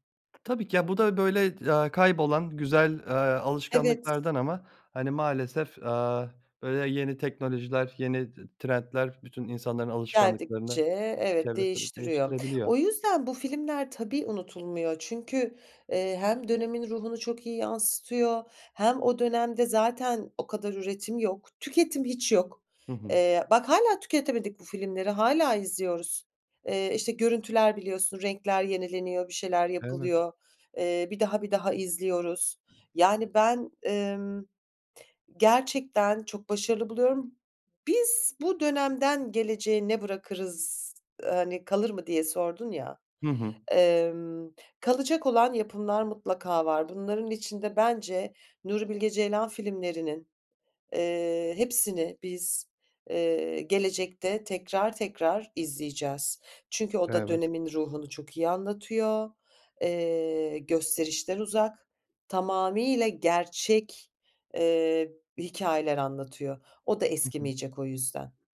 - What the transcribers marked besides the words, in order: none
- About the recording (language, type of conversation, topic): Turkish, podcast, Sence bazı filmler neden yıllar geçse de unutulmaz?